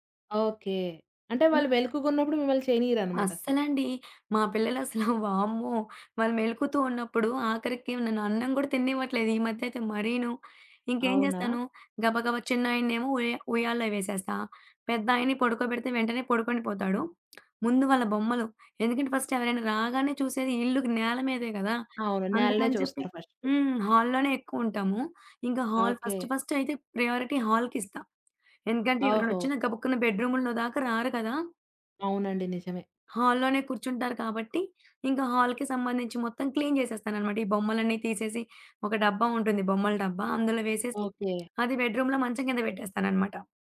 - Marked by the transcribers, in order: tapping; other background noise; in English: "ఫస్ట్"; in English: "హాల్‌లోనే"; in English: "ఫస్ట్"; in English: "హాల్ ఫస్ట్"; in English: "ప్రయారిటీ హాల్‌కిస్తా"; in English: "హాల్‌లోనే"; in English: "హాల్‌కి"; in English: "క్లీన్"; in English: "బెడ్‌రూమ్‌లోనే"
- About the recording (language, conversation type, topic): Telugu, podcast, 10 నిమిషాల్లో రోజూ ఇల్లు సర్దేసేందుకు మీ చిట్కా ఏమిటి?